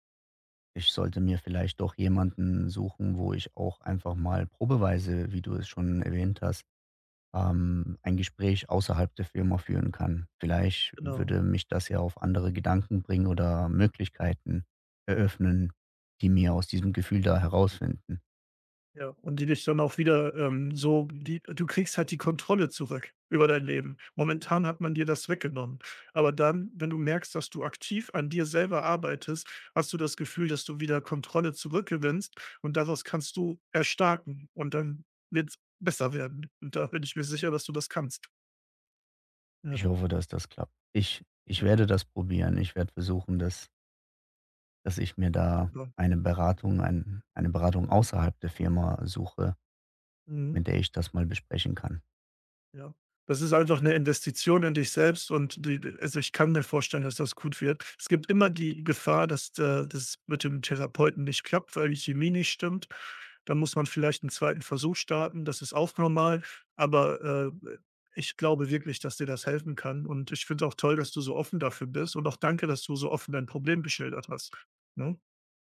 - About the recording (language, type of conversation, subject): German, advice, Wie kann ich mit Unsicherheit nach Veränderungen bei der Arbeit umgehen?
- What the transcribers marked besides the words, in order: other background noise; tapping